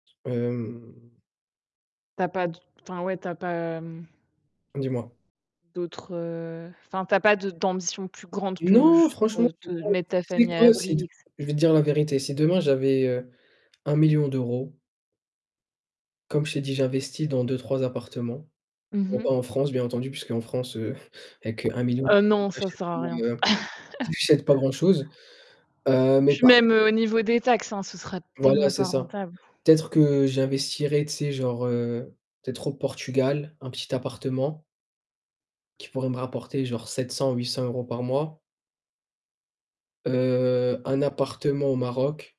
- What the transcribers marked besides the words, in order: other background noise; drawn out: "Hem"; distorted speech; unintelligible speech; laughing while speaking: "heu"; chuckle; unintelligible speech; stressed: "tellement"
- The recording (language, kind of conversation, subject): French, unstructured, Comment comptez-vous renforcer vos compétences en communication ?